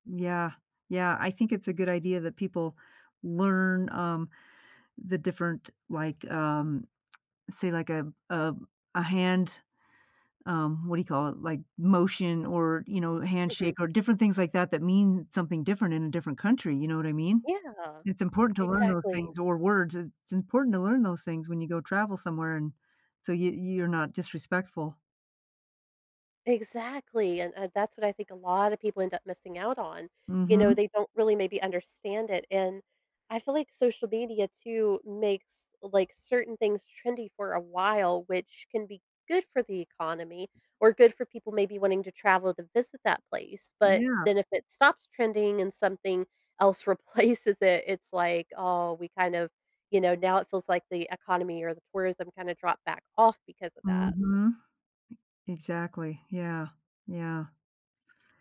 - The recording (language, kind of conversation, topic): English, podcast, How does exploring new places impact the way we see ourselves and the world?
- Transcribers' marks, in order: tapping; other background noise; laughing while speaking: "replaces"